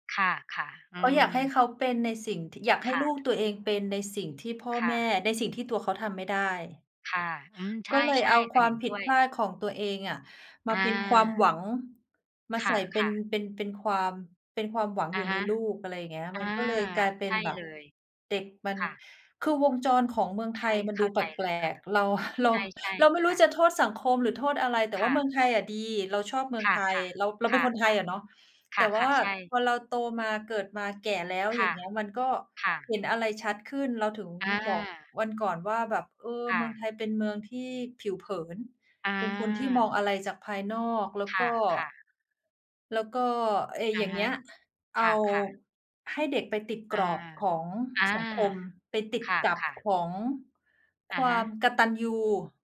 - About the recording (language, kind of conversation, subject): Thai, unstructured, บทเรียนชีวิตอะไรที่คุณไม่มีวันลืม?
- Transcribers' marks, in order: other background noise; tapping